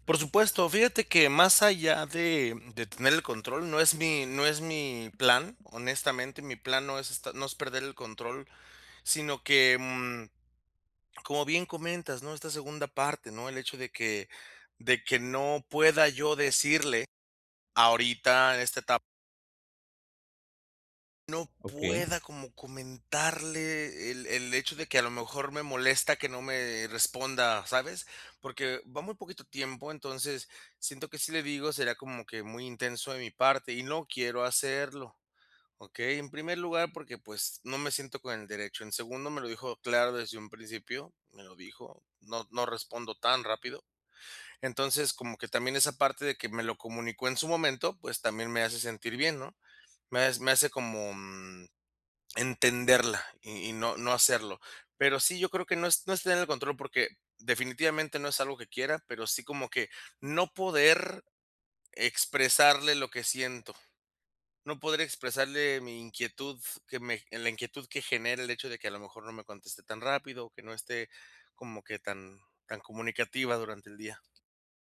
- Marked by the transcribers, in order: tapping; other background noise
- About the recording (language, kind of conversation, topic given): Spanish, advice, ¿Cómo puedo aceptar la incertidumbre sin perder la calma?